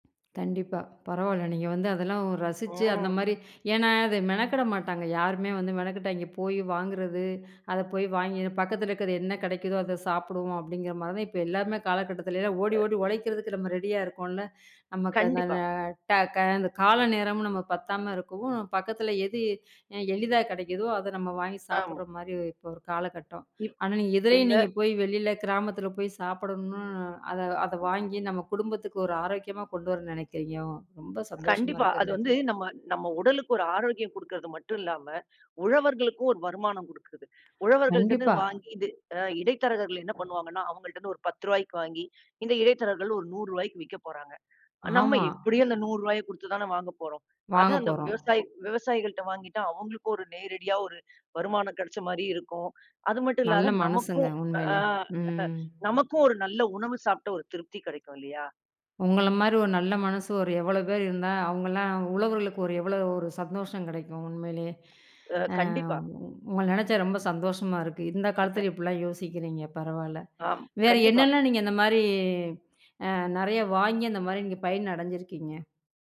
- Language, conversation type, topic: Tamil, podcast, உழவரிடம் நேரடியாக தொடர்பு கொண்டு வாங்குவதால் கிடைக்கும் நன்மைகள் என்னென்ன?
- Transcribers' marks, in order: other noise; unintelligible speech; other background noise; tapping; laugh